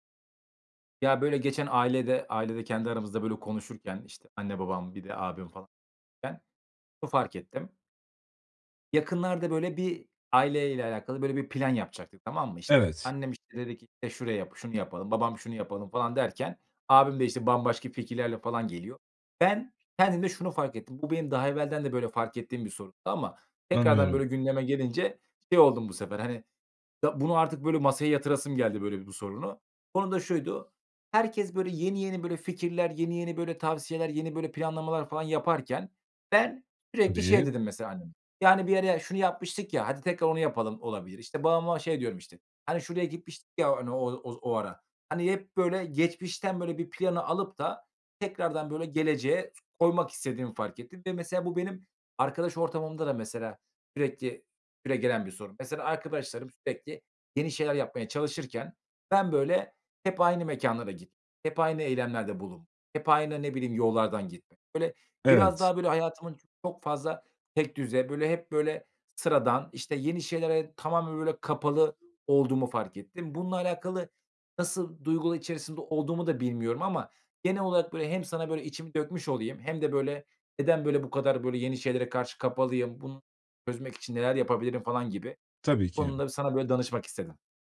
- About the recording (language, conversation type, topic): Turkish, advice, Yeni şeyler denemekten neden korkuyor veya çekingen hissediyorum?
- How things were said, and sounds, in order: unintelligible speech; other background noise; tapping; other noise